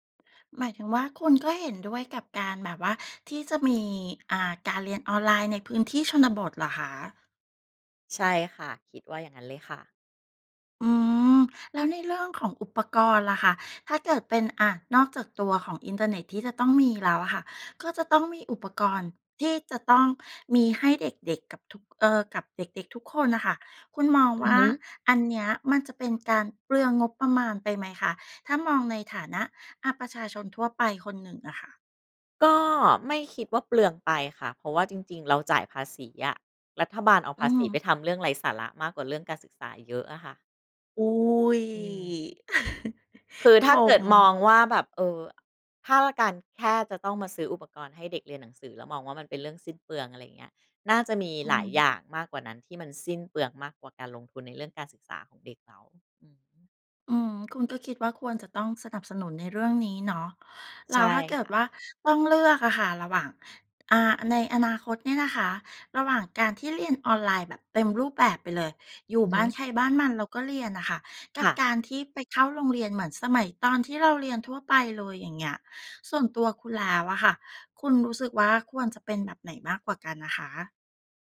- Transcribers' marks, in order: tapping; drawn out: "อุ๊ย !"; chuckle
- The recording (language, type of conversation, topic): Thai, podcast, การเรียนออนไลน์เปลี่ยนแปลงการศึกษาอย่างไรในมุมมองของคุณ?